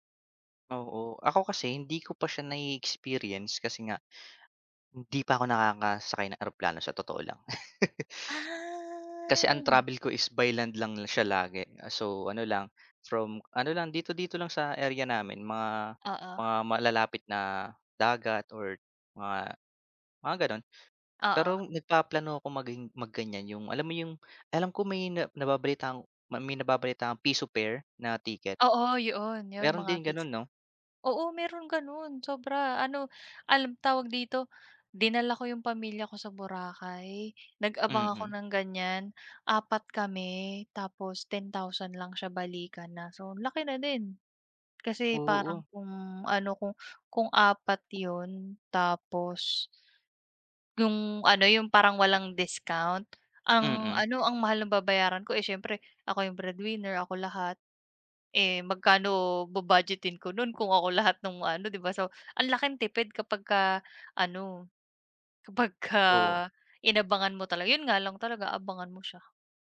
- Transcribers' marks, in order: chuckle; tapping
- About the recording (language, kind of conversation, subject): Filipino, unstructured, Ano ang pakiramdam mo kapag malaki ang natitipid mo?
- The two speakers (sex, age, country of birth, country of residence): female, 30-34, Philippines, Philippines; male, 25-29, Philippines, Philippines